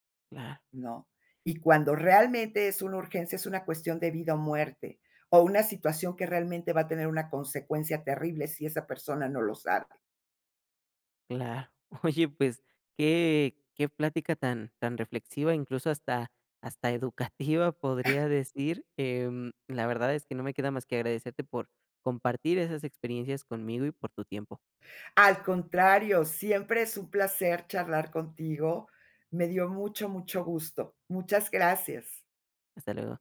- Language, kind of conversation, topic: Spanish, podcast, ¿Cómo decides cuándo llamar en vez de escribir?
- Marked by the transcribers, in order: laughing while speaking: "Oye"; laughing while speaking: "educativa"; other noise